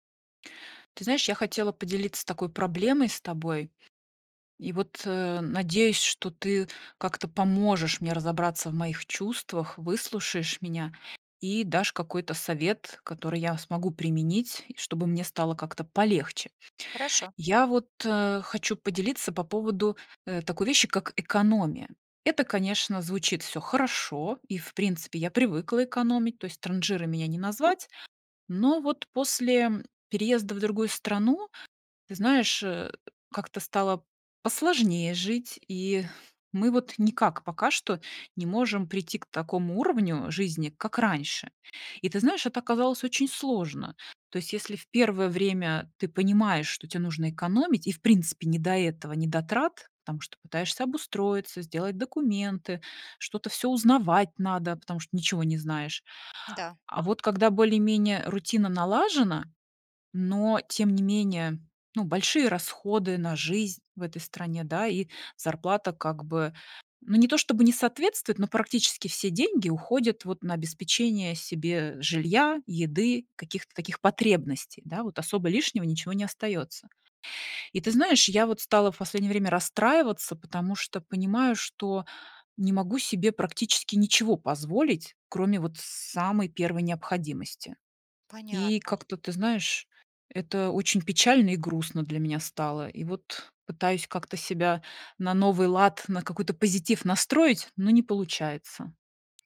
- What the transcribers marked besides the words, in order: tapping
- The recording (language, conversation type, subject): Russian, advice, Как начать экономить, не лишая себя удовольствий?